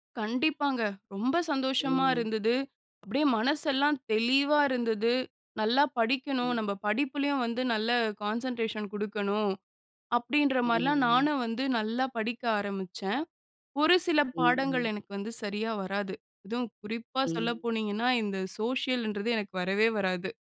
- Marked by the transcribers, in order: in English: "கான்சன்ட்ரேஷன்"
- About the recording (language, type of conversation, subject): Tamil, podcast, தோல்வியைச் சந்திக்கும் போது நீங்கள் என்ன செய்கிறீர்கள்?